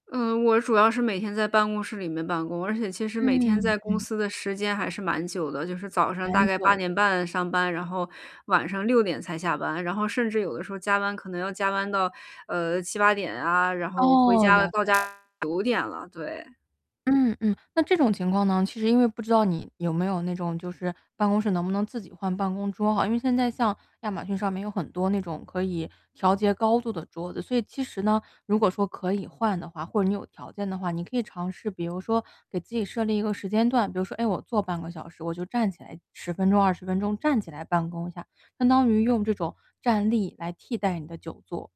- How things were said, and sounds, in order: static; distorted speech
- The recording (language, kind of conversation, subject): Chinese, advice, 在日程很忙的情况下，我该怎样才能保持足够的活动量？